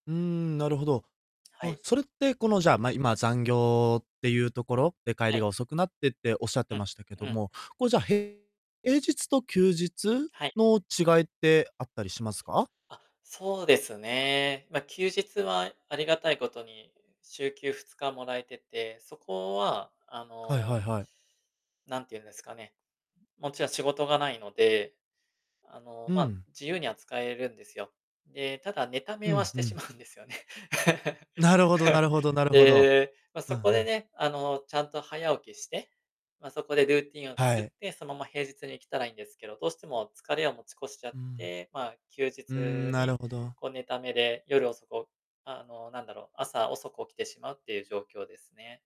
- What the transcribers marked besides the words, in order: other noise; distorted speech; tapping; laughing while speaking: "しまうんですよね"; laugh
- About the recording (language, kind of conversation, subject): Japanese, advice, 毎朝バタバタしないために、有益な朝の習慣をどのように作ればよいですか？